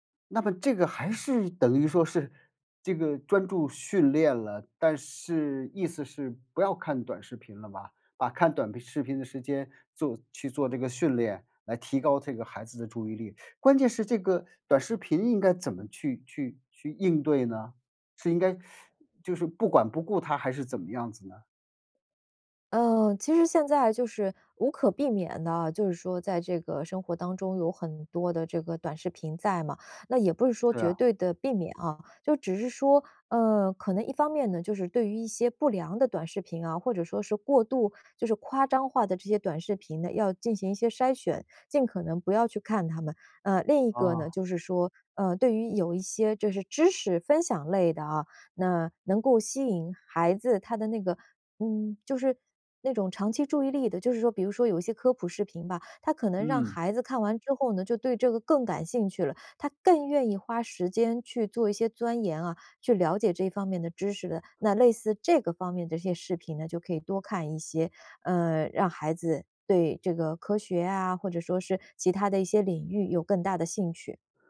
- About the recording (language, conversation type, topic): Chinese, podcast, 你怎么看短视频对注意力的影响？
- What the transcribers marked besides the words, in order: teeth sucking; other background noise